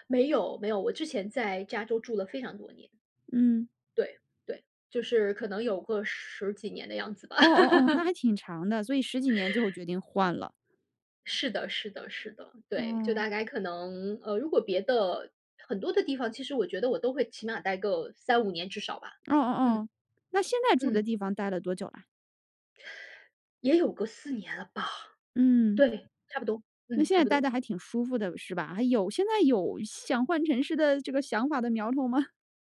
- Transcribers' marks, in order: laugh; laughing while speaking: "吗？"
- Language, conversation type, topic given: Chinese, podcast, 你是如何决定要不要换个城市生活的？